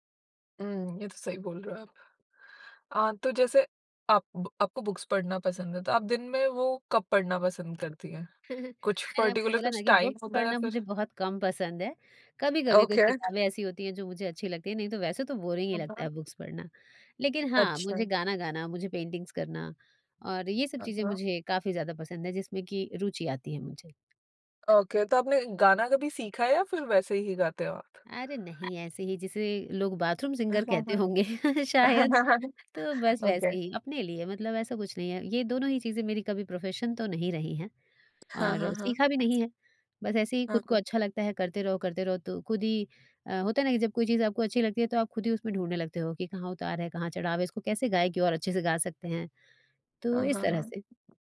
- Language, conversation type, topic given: Hindi, podcast, रोज़ सीखने की आपकी एक छोटी-सी आदत क्या है?
- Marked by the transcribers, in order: tapping; in English: "बुक्स"; other background noise; chuckle; in English: "पर्टिकुलर"; in English: "टाइम"; in English: "बुक"; in English: "ओके"; in English: "बोरिंग"; in English: "बुक्स"; in English: "पेंटिंग्स"; in English: "ओके"; in English: "बाथरूम सिंगर"; laughing while speaking: "होंगे, शायद"; chuckle; in English: "ओके"; in English: "प्रोफेशन"